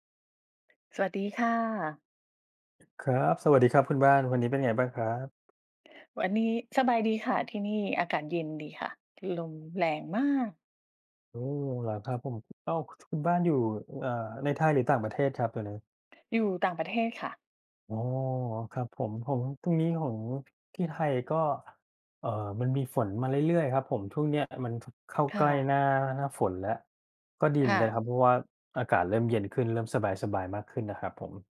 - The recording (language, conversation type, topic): Thai, unstructured, คุณคิดว่าการใช้สื่อสังคมออนไลน์มากเกินไปทำให้เสียสมาธิไหม?
- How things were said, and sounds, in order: tapping